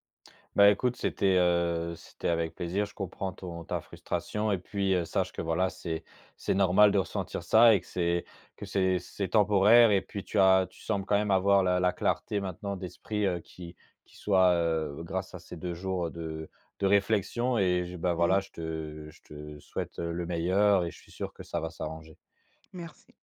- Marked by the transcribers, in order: tapping
- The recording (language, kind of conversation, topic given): French, advice, Comment décririez-vous votre épuisement émotionnel proche du burn-out professionnel ?